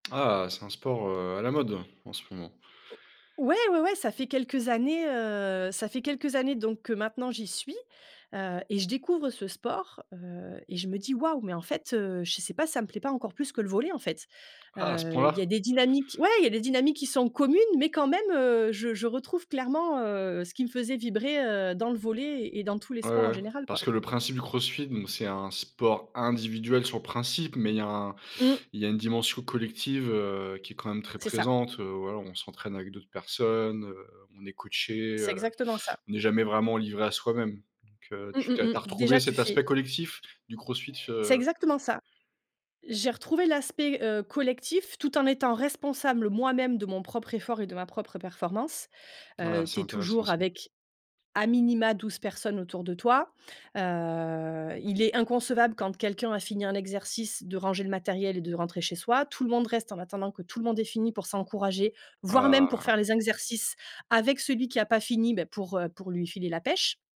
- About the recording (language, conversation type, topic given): French, podcast, Peux-tu me parler d’un loisir qui te passionne et m’expliquer comment tu as commencé ?
- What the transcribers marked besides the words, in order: other background noise; drawn out: "Heu"